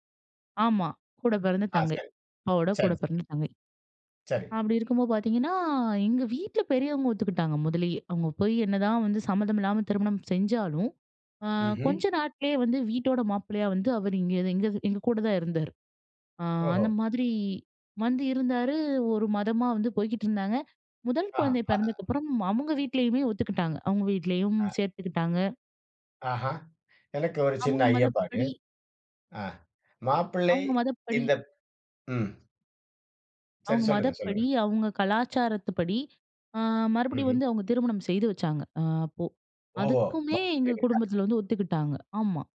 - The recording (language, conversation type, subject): Tamil, podcast, முழுமையாக வேறுபட்ட மதம் அல்லது கலாச்சாரத்தைச் சேர்ந்தவரை குடும்பம் ஏற்றுக்கொள்வதைக் குறித்து நீங்கள் என்ன நினைக்கிறீர்கள்?
- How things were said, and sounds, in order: other background noise